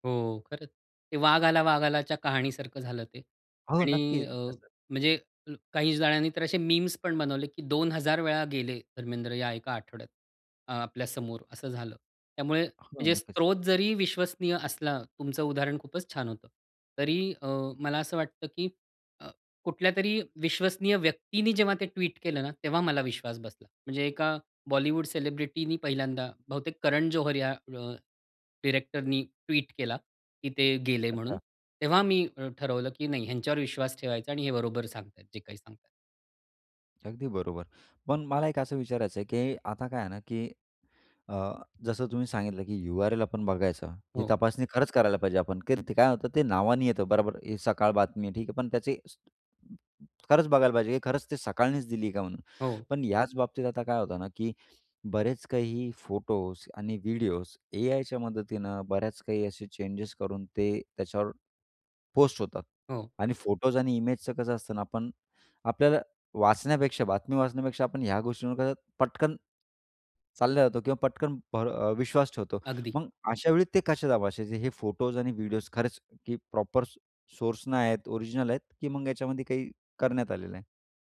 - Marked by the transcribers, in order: other background noise; unintelligible speech; tapping; unintelligible speech; other noise; in English: "प्रॉपर"
- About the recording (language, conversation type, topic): Marathi, podcast, ऑनलाइन खोटी माहिती तुम्ही कशी ओळखता?